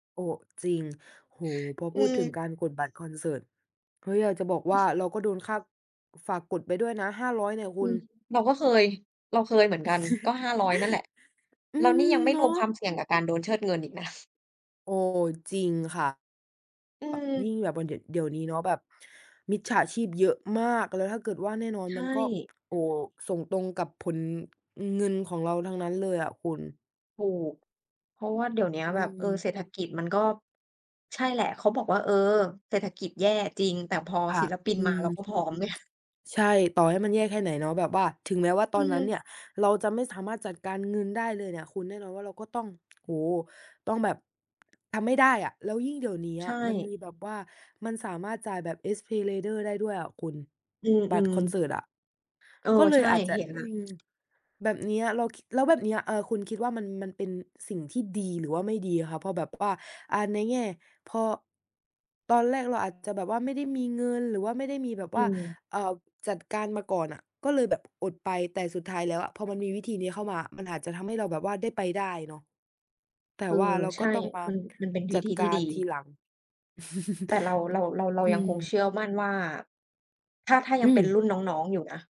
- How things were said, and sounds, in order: tapping; chuckle; other background noise; laughing while speaking: "นะ"; tsk; laughing while speaking: "ไง"; chuckle
- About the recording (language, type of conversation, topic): Thai, unstructured, วิธีที่ดีที่สุดในการจัดการเงินเดือนของคุณคืออะไร?